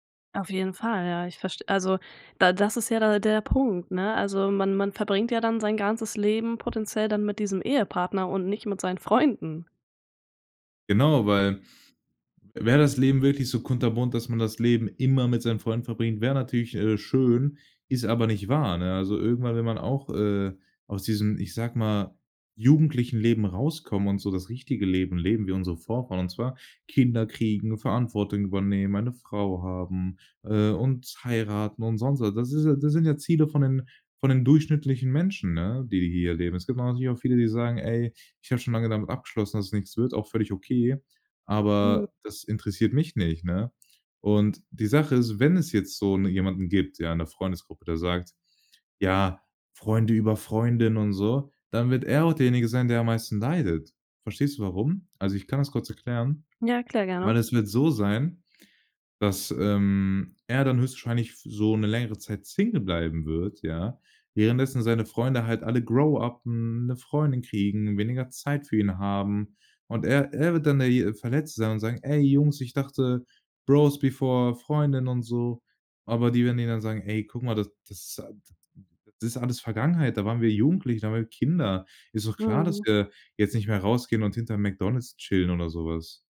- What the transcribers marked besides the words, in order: laughing while speaking: "Freunden"; other background noise; stressed: "immer"; stressed: "wenn"; put-on voice: "Freunde über Freundin"; in English: "grow-uppen"; in English: "Bros-before-Freundin"; in English: "chillen"
- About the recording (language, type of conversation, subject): German, podcast, Wie wichtig sind reale Treffen neben Online-Kontakten für dich?